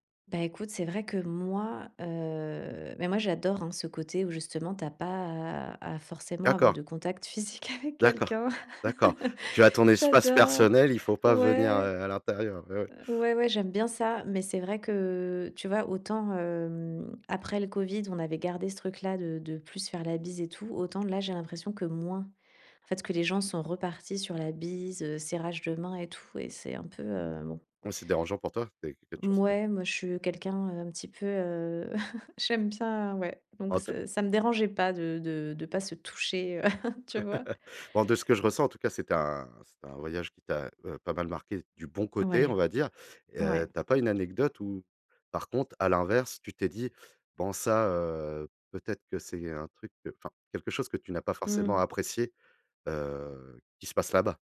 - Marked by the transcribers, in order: laughing while speaking: "physique"; chuckle; chuckle; chuckle; laugh
- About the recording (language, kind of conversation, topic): French, podcast, Où as-tu fait une rencontre inoubliable avec des habitants du coin ?